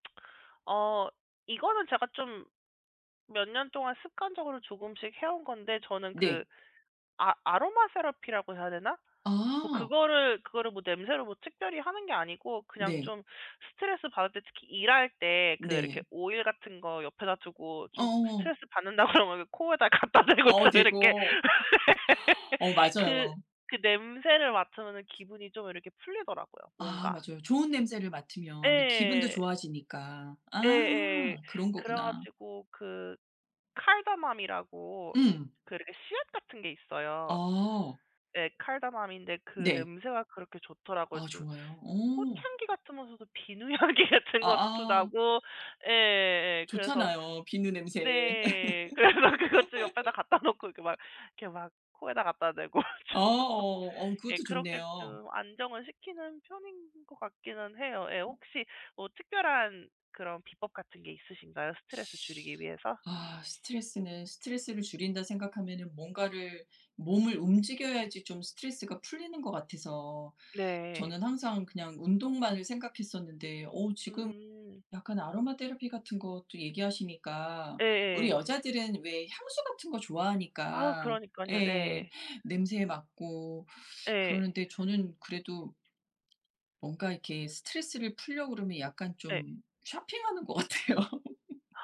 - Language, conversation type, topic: Korean, unstructured, 정신 건강을 위해 가장 중요한 습관은 무엇인가요?
- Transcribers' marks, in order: tapping; put-on voice: "테라피라고"; other background noise; laughing while speaking: "그러면 코에다 갖다 대고 좀 이렇게"; laugh; put-on voice: "카다멈이라고"; put-on voice: "카다멈인데"; laughing while speaking: "향기"; laughing while speaking: "그래서"; laughing while speaking: "갖다 놓고"; laugh; laughing while speaking: "대고 좀"; put-on voice: "쇼핑하는"; laughing while speaking: "같아요"; laugh